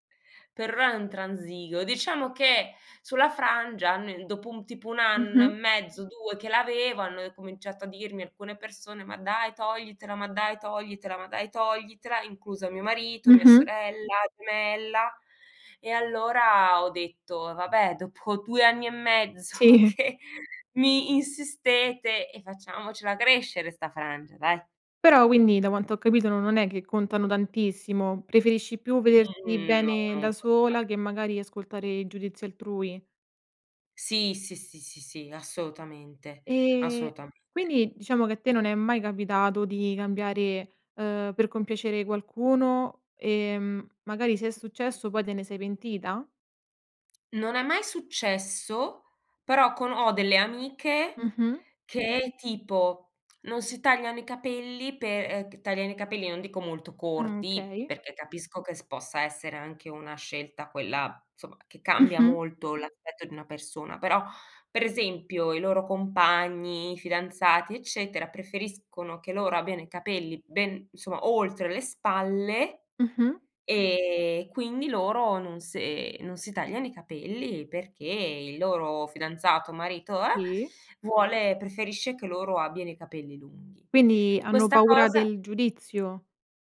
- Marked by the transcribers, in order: laughing while speaking: "mezzo che"; other background noise
- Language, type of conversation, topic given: Italian, podcast, Hai mai cambiato look per sentirti più sicuro?
- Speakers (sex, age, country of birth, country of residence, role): female, 25-29, Italy, Italy, host; female, 40-44, Italy, Germany, guest